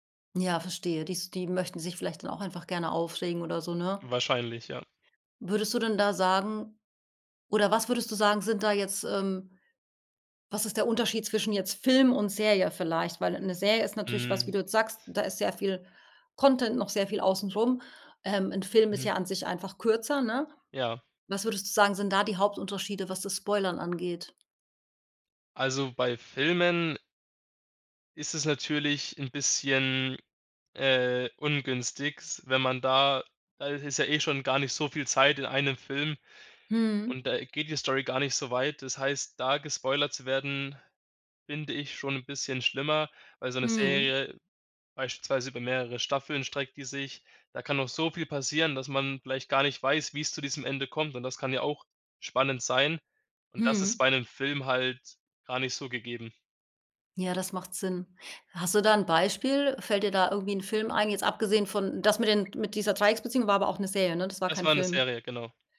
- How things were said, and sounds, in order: "ungünstig" said as "ungünstigs"
- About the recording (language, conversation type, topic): German, podcast, Wie gehst du mit Spoilern um?